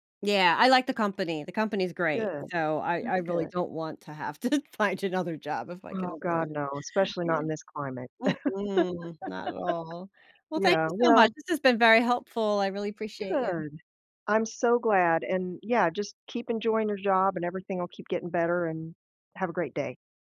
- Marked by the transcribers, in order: laughing while speaking: "to"; laugh
- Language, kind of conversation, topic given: English, advice, How can I stop feeling ashamed and move forward after a major mistake at work?
- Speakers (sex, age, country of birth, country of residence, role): female, 50-54, United States, United States, user; female, 55-59, United States, United States, advisor